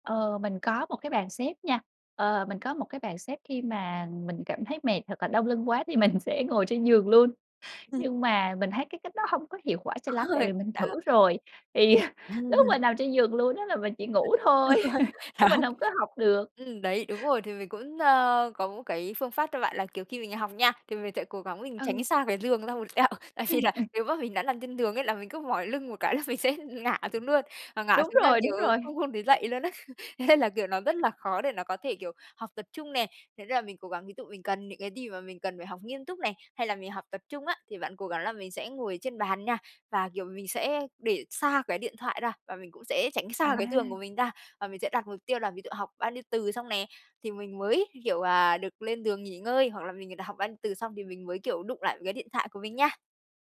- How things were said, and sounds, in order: laughing while speaking: "mình"; laugh; laughing while speaking: "Được rồi, đó"; laugh; tapping; laughing while speaking: "tẹo. Tại vì là nếu … dậy luôn á"; laugh
- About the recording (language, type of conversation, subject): Vietnamese, advice, Làm thế nào để giữ được sự tập trung trong thời gian dài khi tôi rất dễ bị xao nhãng?